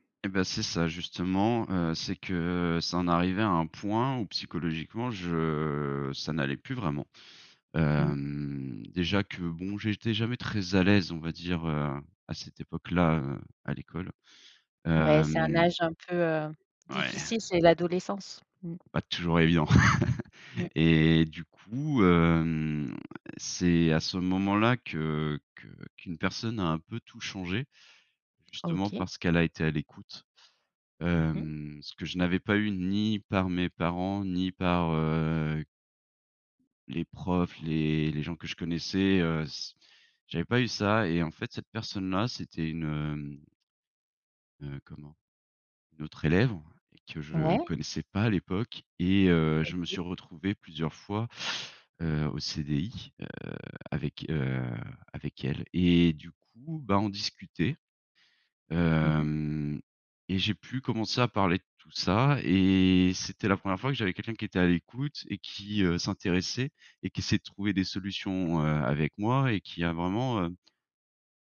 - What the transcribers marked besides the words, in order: drawn out: "je"; chuckle; drawn out: "hem"
- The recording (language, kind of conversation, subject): French, podcast, Quel est le moment où l’écoute a tout changé pour toi ?